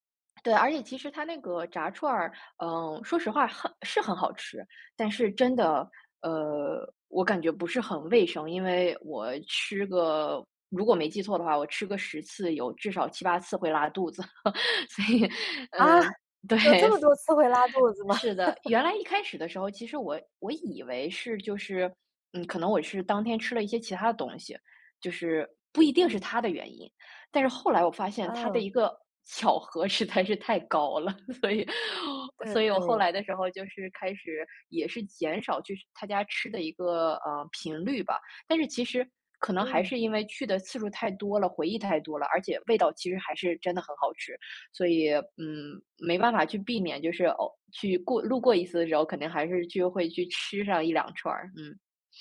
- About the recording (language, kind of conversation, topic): Chinese, podcast, 你最喜欢的街边小吃是哪一种？
- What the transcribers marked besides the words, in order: chuckle; laughing while speaking: "所以"; laughing while speaking: "对"; surprised: "啊，有这么多 次会拉肚子吗？"; other background noise; laugh; laughing while speaking: "实在是太高了，所以"